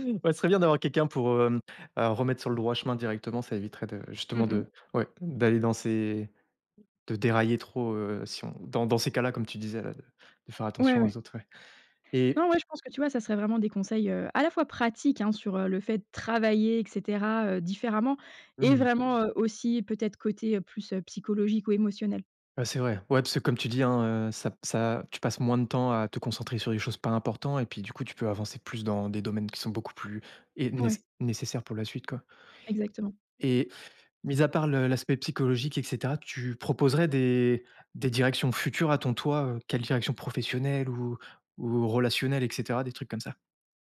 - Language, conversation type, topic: French, podcast, Quel conseil donnerais-tu à ton toi de quinze ans ?
- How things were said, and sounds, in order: other background noise; tapping